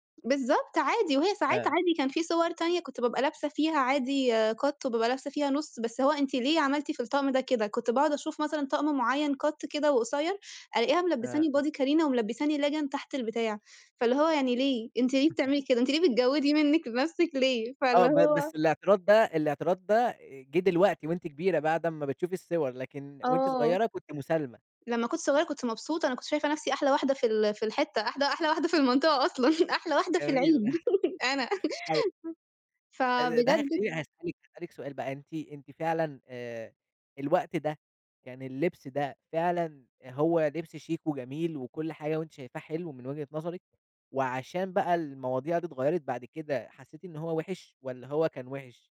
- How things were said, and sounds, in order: in English: "ليجن"; chuckle; laughing while speaking: "لنفسِك ليه"; laughing while speaking: "جميل"; chuckle; laugh; unintelligible speech; laugh
- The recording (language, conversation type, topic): Arabic, podcast, إزاي اتغيّرت أفكارك عن اللبس من جيل لجيل؟